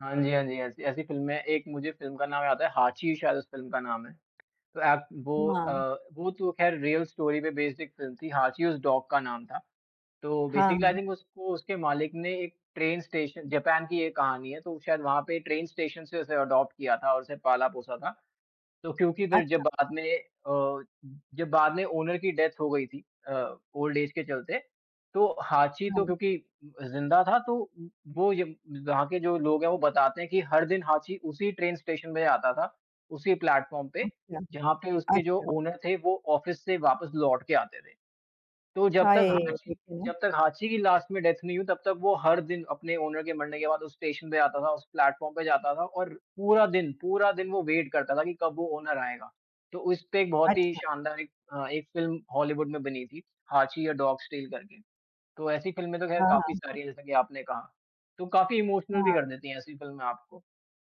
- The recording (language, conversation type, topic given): Hindi, unstructured, क्या पालतू जानवरों के साथ समय बिताने से आपको खुशी मिलती है?
- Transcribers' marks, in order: tapping; in English: "रियल स्टोरी"; in English: "बेस्ड"; other background noise; in English: "डॉग"; in English: "बेसिकली आई थिंक"; in English: "ट्रेन स्टेशन"; in English: "ट्रेन स्टेशन"; in English: "अडॉप्ट"; other noise; in English: "ओनर"; in English: "डेथ"; in English: "ओल्ड एज"; in English: "ट्रेन स्टेशन"; in English: "ओनर"; in English: "ऑफिस"; in English: "डेथ"; in English: "ओनर"; in English: "वेट"; in English: "ओनर"; in English: "इमोशनल"